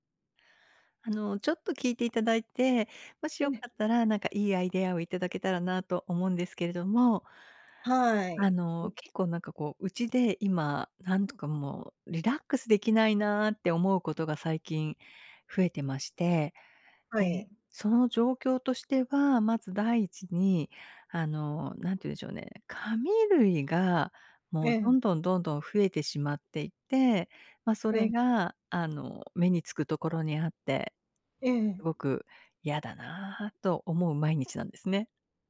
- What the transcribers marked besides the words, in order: other background noise
- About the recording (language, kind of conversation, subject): Japanese, advice, 家でなかなかリラックスできないとき、どうすれば落ち着けますか？